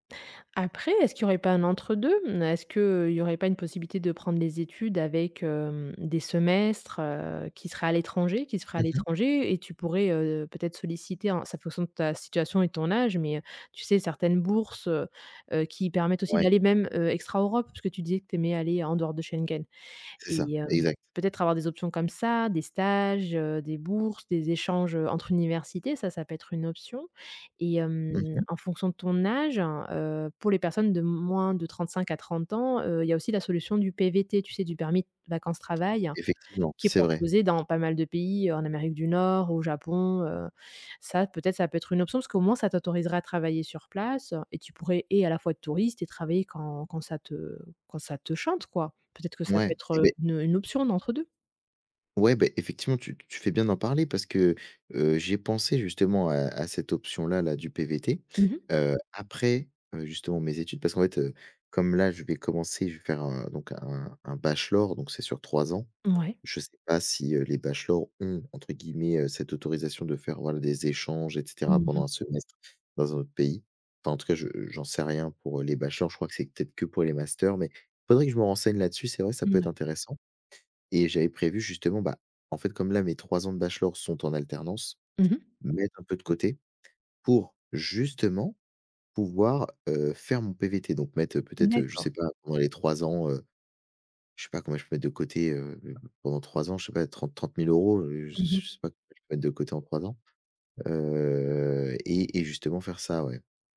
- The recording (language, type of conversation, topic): French, advice, Comment décrire une décision financière risquée prise sans garanties ?
- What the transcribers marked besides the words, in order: tapping